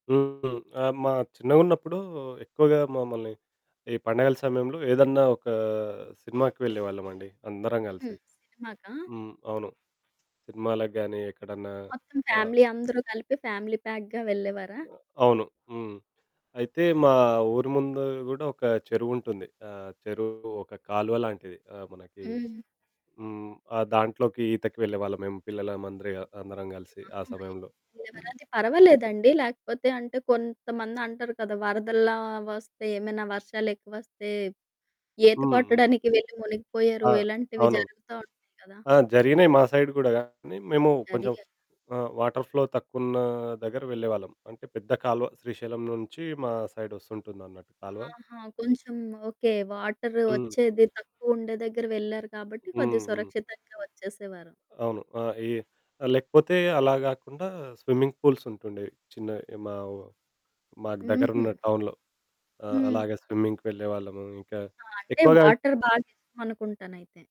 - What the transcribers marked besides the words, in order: distorted speech; other background noise; in English: "ఫ్యామిలీ"; in English: "ఫ్యామిలీ ప్యాక్‌గా"; in English: "వాటర్ ఫ్లో"; in English: "సైడ్"; in English: "స్విమ్మింగ్ పూల్స్"; in English: "టౌన్‌లో"; in English: "స్విమ్మింగ్‌కి"; in English: "వాటర్"
- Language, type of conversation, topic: Telugu, podcast, పండుగల సమయంలో మీరు వినే పాటలు మీ అభిరుచులను ఎలా ప్రభావితం చేశాయి?